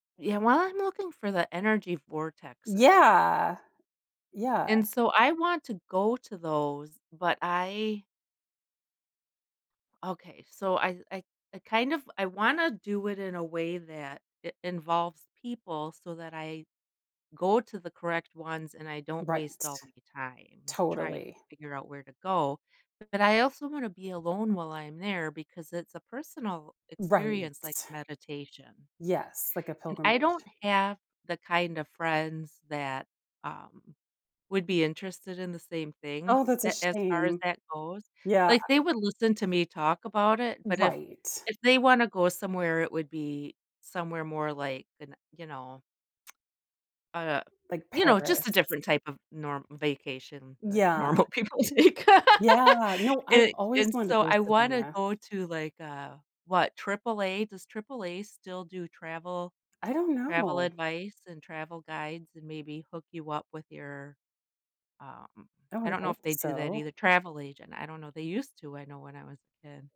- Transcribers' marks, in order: drawn out: "Right"; other background noise; tsk; laughing while speaking: "normal people take"; laugh; tapping
- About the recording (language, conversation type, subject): English, unstructured, How can I avoid tourist traps without missing highlights?